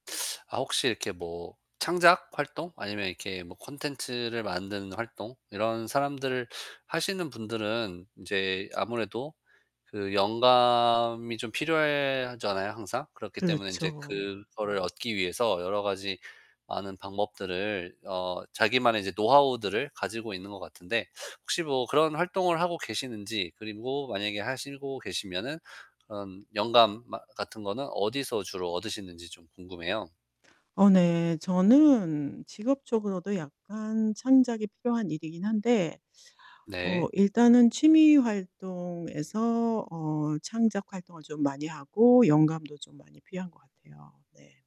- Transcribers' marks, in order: other background noise; "하잖아요" said as "할주아나요"; tapping
- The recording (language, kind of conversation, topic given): Korean, podcast, 영감은 주로 어디에서 얻으세요?